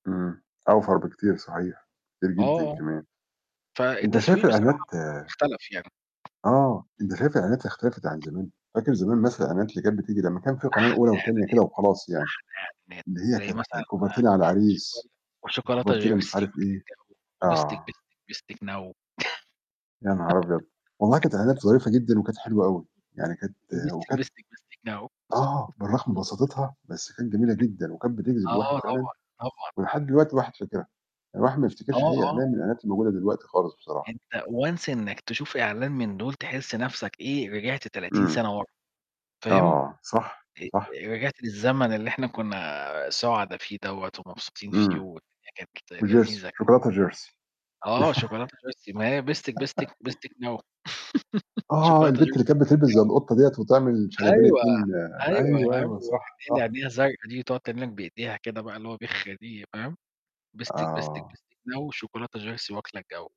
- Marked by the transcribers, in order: distorted speech; tapping; laugh; laugh; in English: "once"; giggle; laugh; unintelligible speech
- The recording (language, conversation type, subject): Arabic, unstructured, هل إعلانات التلفزيون بتستخدم خداع عشان تجذب المشاهدين؟